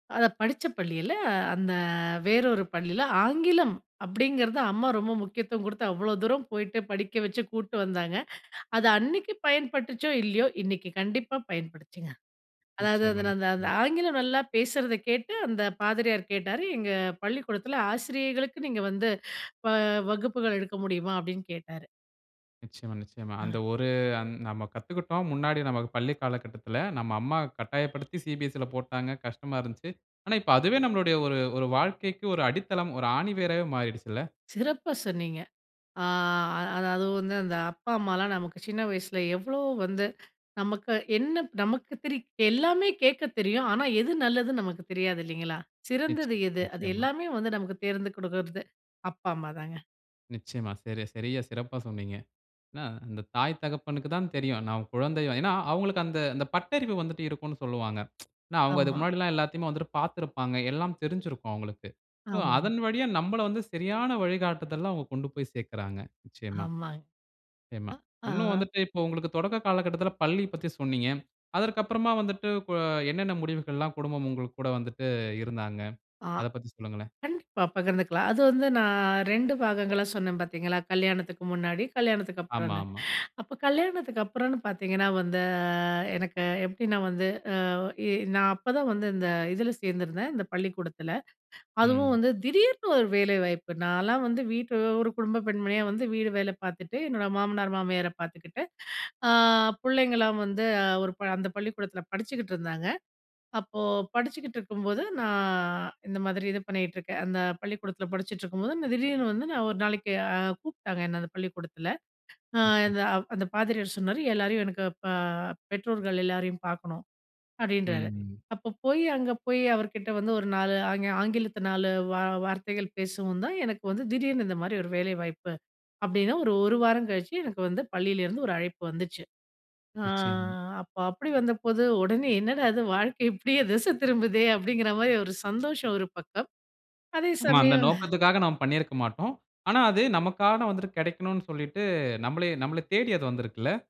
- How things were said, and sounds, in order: horn; drawn out: "ஆ"; "ஆமா" said as "ஹேமா"; "நமக்காக" said as "நமக்கான"
- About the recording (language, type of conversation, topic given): Tamil, podcast, குடும்பம் உங்கள் நோக்கத்தை எப்படி பாதிக்கிறது?